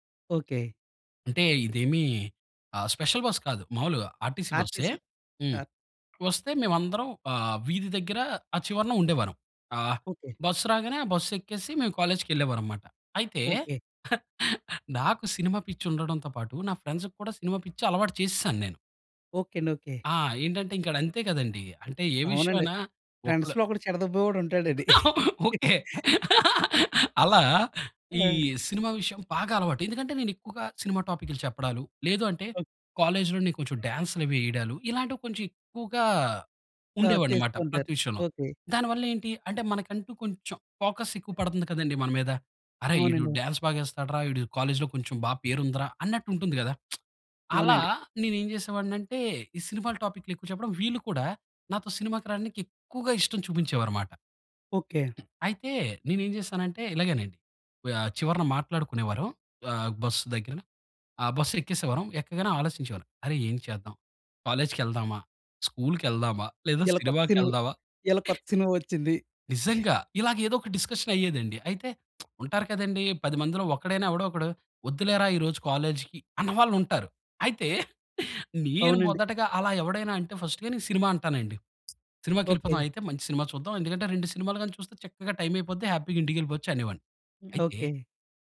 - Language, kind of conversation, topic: Telugu, podcast, సినిమా హాల్‌కు వెళ్లిన అనుభవం మిమ్మల్ని ఎలా మార్చింది?
- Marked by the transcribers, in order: in English: "స్పెషల్ బస్"; in English: "ఆర్‌టిసీ"; in English: "ఆర్‌టిసీ"; in English: "కాలేజ్‌కెళ్ళేవారం"; chuckle; laughing while speaking: "ఓకె"; chuckle; in English: "కాలేజ్‌లో"; in English: "ఫోకస్"; lip smack; stressed: "ఎక్కువగా"; tapping; other background noise; giggle; lip smack; chuckle; in English: "హ్యాపీగా"